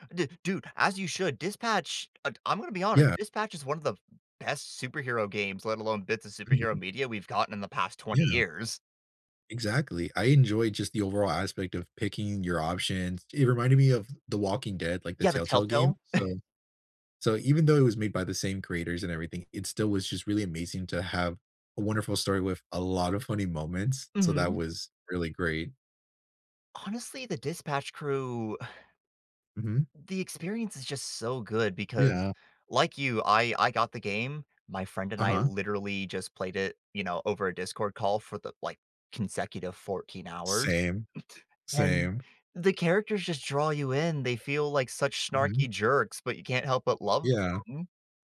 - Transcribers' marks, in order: chuckle; sigh; chuckle
- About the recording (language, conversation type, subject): English, unstructured, What hobby should I try to de-stress and why?